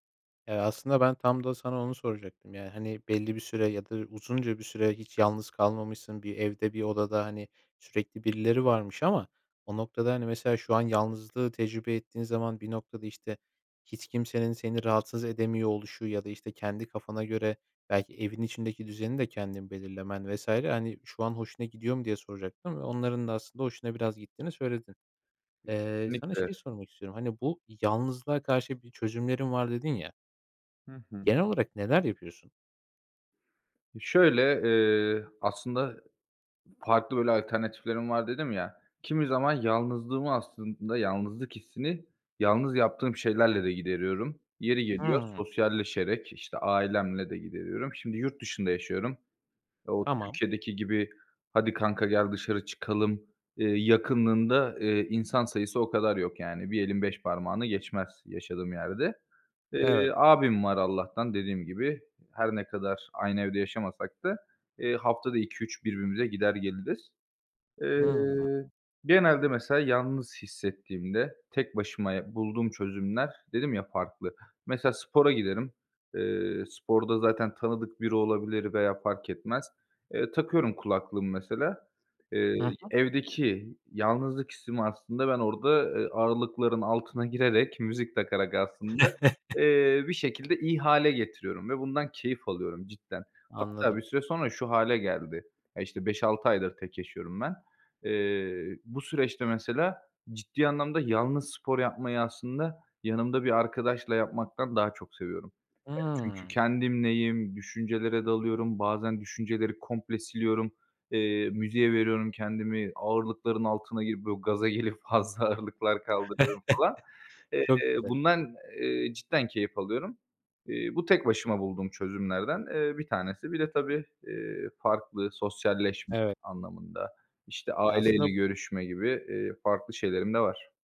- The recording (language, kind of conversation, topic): Turkish, podcast, Yalnızlık hissi geldiğinde ne yaparsın?
- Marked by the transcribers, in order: other background noise; tapping; chuckle; laughing while speaking: "fazla ağırlıklar"; chuckle